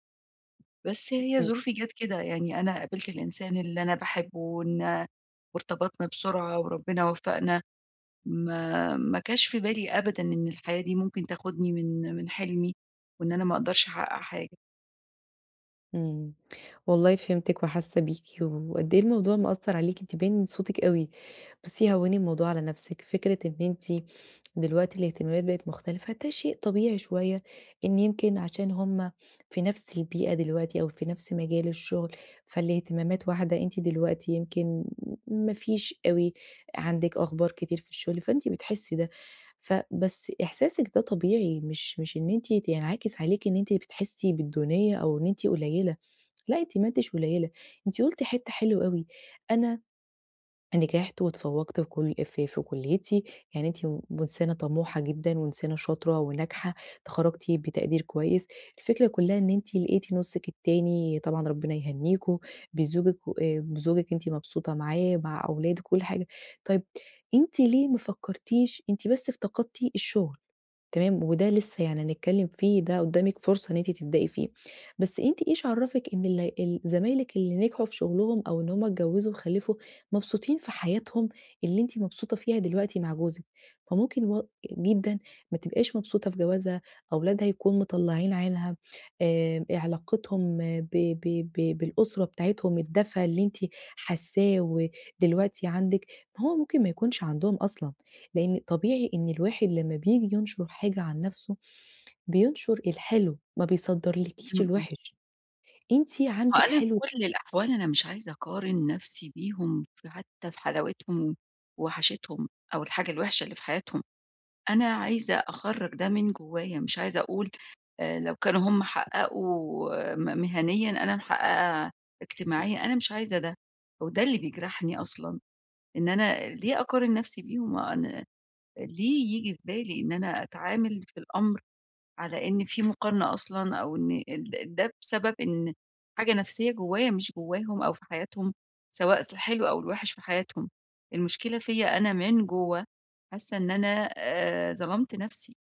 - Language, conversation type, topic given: Arabic, advice, إزاي أبطّل أقارن نفسي على طول بنجاحات صحابي من غير ما ده يأثر على علاقتي بيهم؟
- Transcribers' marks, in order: tapping; other background noise